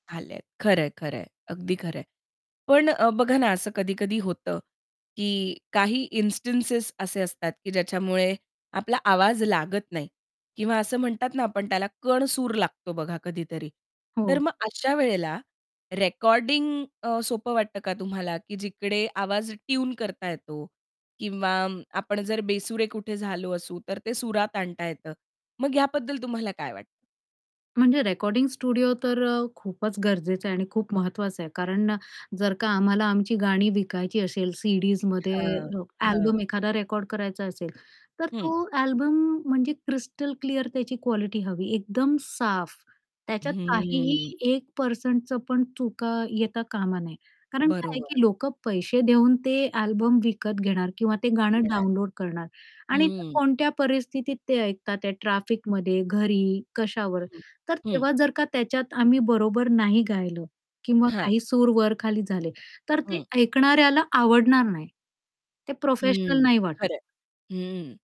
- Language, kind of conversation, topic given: Marathi, podcast, रिकॉर्ड केलेल्या गाण्यांपेक्षा थेट गाणं तुला अधिक प्रामाणिक का वाटतं?
- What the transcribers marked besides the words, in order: in English: "इन्स्टिंटेस"; other background noise; static; distorted speech; tapping